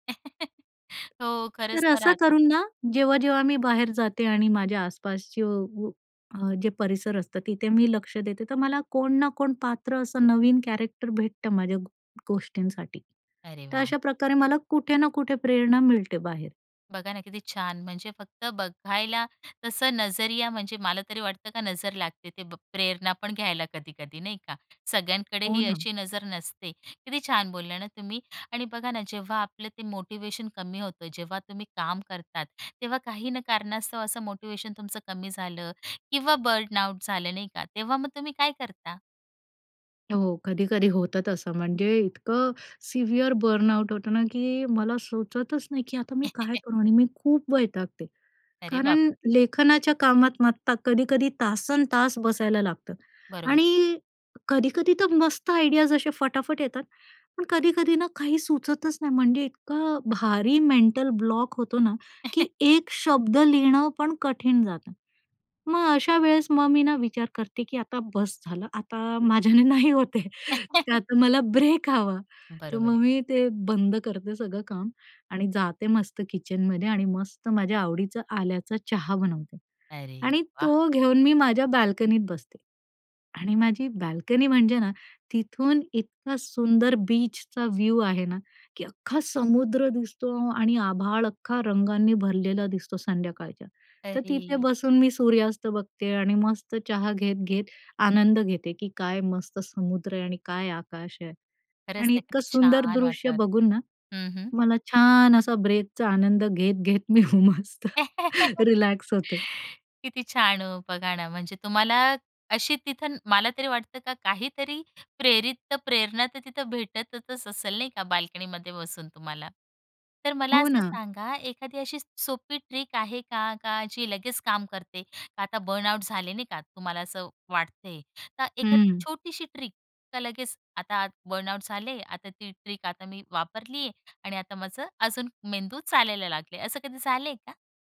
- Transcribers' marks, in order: chuckle; in English: "कॅरेक्टर"; in Hindi: "नजरिया"; in English: "मोटिवेशन"; in English: "मोटिवेशन"; in English: "बर्न आउट"; in English: "सिव्हिअर बर्नआउट"; chuckle; sad: "आता मी काय करू? आणि मी खूप वैतागते"; "मात्र" said as "मत्ता"; in English: "आयडियाज"; sad: "काही सुचतच नाही"; in English: "मेंटल ब्लॉक"; chuckle; laughing while speaking: "माझ्याने नाही होत आहे. तर आता मला ब्रेक हवा"; chuckle; in English: "ब्रेक"; in English: "किचनमध्ये"; in English: "व्ह्यु"; joyful: "मस्त चहा घेत-घेत आनंद घेते … काय आकाश आहे"; drawn out: "छान"; drawn out: "छान"; in English: "ब्रेकचा"; laughing while speaking: "मी हो मस्त"; chuckle; in English: "रिलॅक्स"; in English: "ट्रिक"; in English: "बर्नआउट"; in English: "ट्रिक"; in English: "बर्नआउट"; in English: "ट्रिक"
- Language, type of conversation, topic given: Marathi, podcast, स्वतःला प्रेरित ठेवायला तुम्हाला काय मदत करतं?